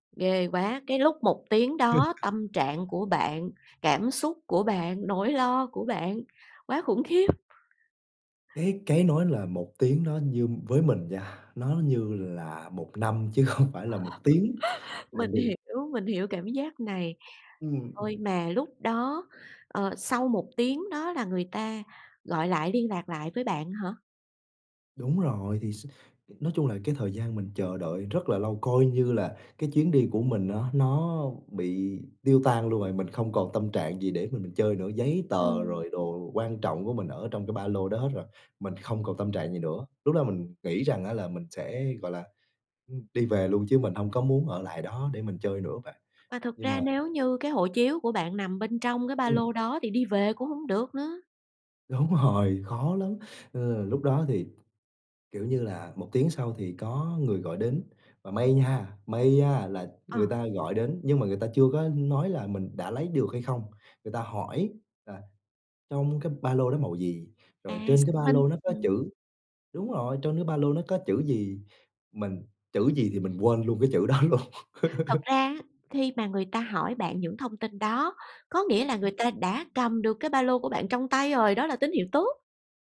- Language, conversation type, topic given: Vietnamese, podcast, Bạn có thể kể về một chuyến đi gặp trục trặc nhưng vẫn rất đáng nhớ không?
- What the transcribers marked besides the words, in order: laugh; other background noise; other noise; laughing while speaking: "không"; laugh; tapping; laughing while speaking: "Đúng rồi"; laughing while speaking: "đó luôn"; laugh